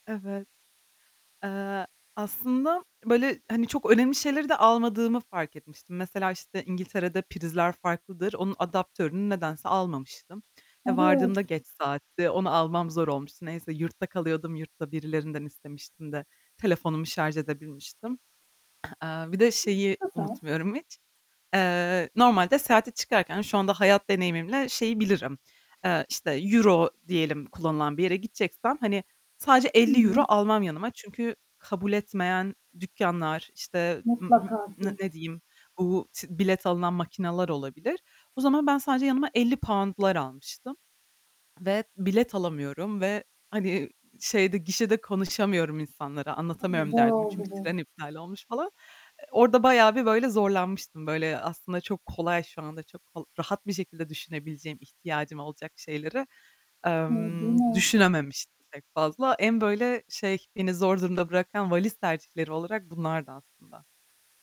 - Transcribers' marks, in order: static; tapping; throat clearing; unintelligible speech
- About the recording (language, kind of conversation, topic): Turkish, podcast, İlk kez yalnız seyahat ettiğinde neler öğrendin, paylaşır mısın?